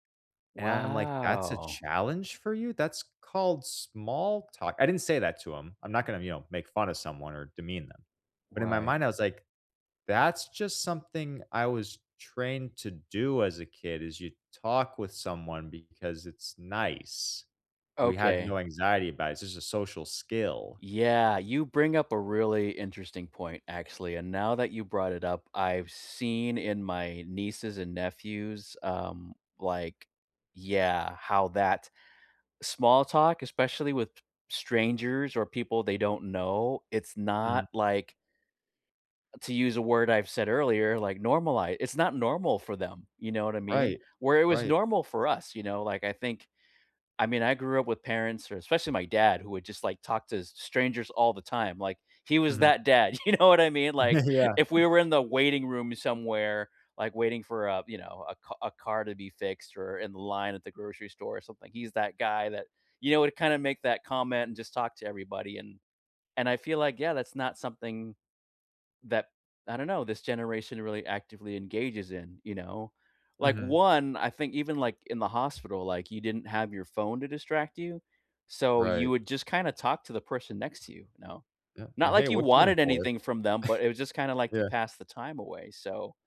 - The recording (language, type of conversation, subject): English, unstructured, How do you feel about technology watching everything we do?
- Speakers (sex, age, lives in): male, 30-34, United States; male, 50-54, United States
- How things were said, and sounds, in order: drawn out: "Wow"; laughing while speaking: "you know"; laughing while speaking: "Yeah"; chuckle